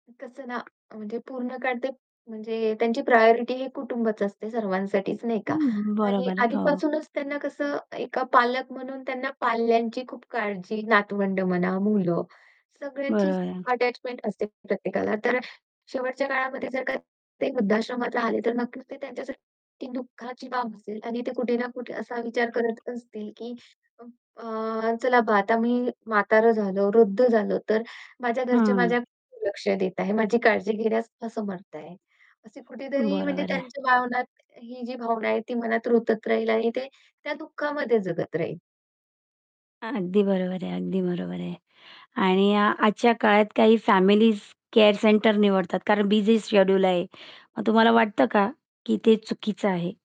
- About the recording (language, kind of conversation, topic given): Marathi, podcast, वृद्ध पालकांची काळजी घरातच घ्यावी की देखभाल केंद्रात द्यावी, याबाबत तुमचा दृष्टिकोन काय आहे?
- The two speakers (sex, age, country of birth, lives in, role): female, 35-39, India, India, guest; female, 45-49, India, India, host
- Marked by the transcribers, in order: tapping; other background noise; distorted speech; mechanical hum